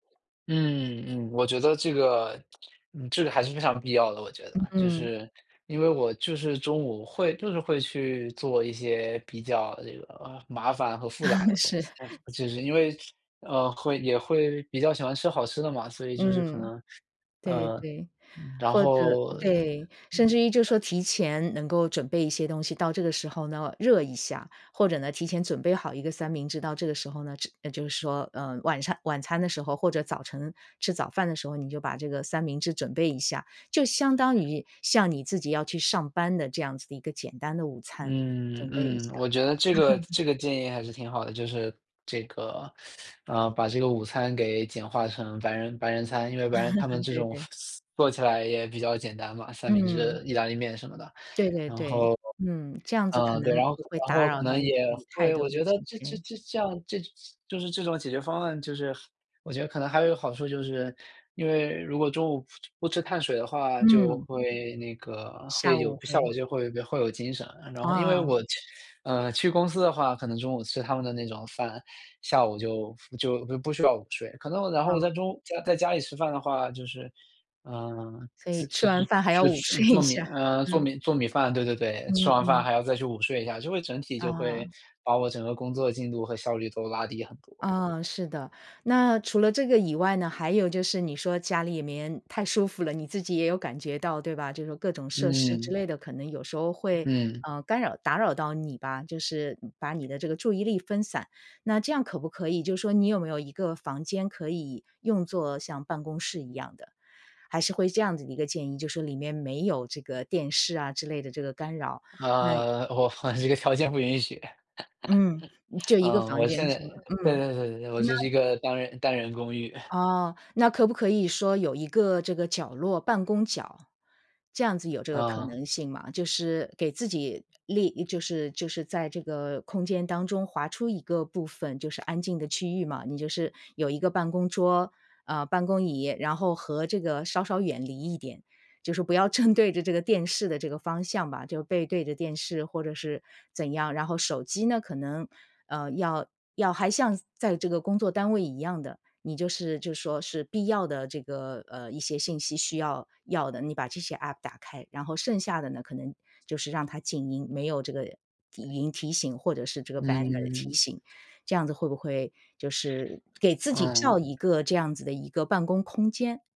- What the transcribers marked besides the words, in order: other background noise; laugh; other noise; laugh; teeth sucking; laugh; laughing while speaking: "午睡一下"; laughing while speaking: "这个条件不允许"; laugh; chuckle; laughing while speaking: "正对着"; in English: "banner"
- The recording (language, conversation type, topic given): Chinese, advice, 远程办公或混合办公给你的日常生活带来了哪些改变？